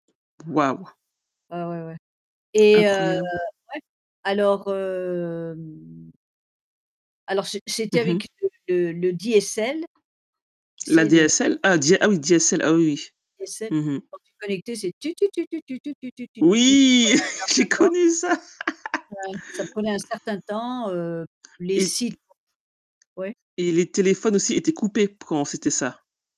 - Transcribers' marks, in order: tapping; distorted speech; static; other background noise; put-on voice: "DSL"; put-on voice: "DSL"; put-on voice: "tu tu tu tu tu tu tu tu tu tu tut"; anticipating: "Oui, j'ai connu ça"; laughing while speaking: "j'ai connu ça"; laugh
- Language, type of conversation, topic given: French, unstructured, Quelle invention scientifique a changé le monde selon toi ?